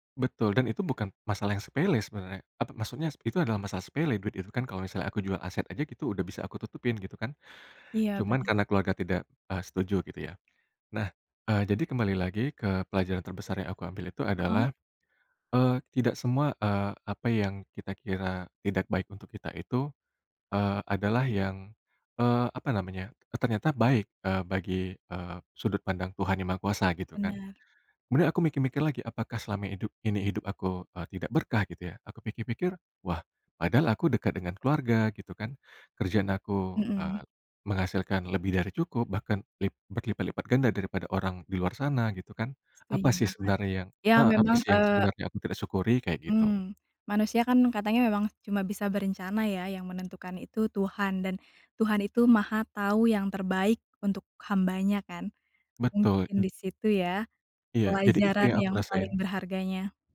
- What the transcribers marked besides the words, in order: none
- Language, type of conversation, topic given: Indonesian, podcast, Apa pelajaran terbesar yang kamu dapat dari kegagalan?